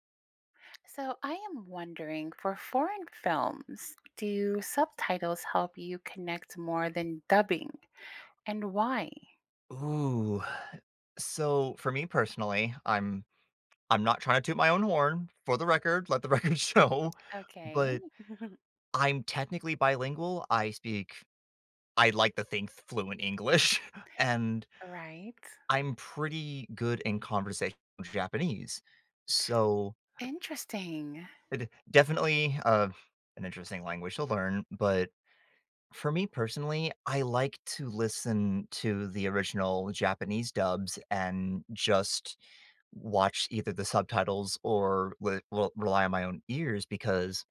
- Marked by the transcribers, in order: laughing while speaking: "record show"; giggle; laughing while speaking: "English"
- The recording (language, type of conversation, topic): English, unstructured, Should I choose subtitles or dubbing to feel more connected?